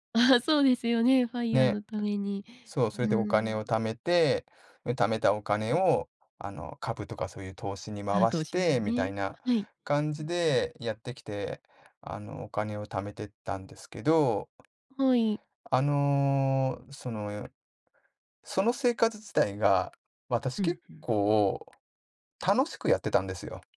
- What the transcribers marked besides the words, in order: in English: "FIRE"; tapping
- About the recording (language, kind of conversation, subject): Japanese, advice, 自分の価値観や優先順位がはっきりしないのはなぜですか？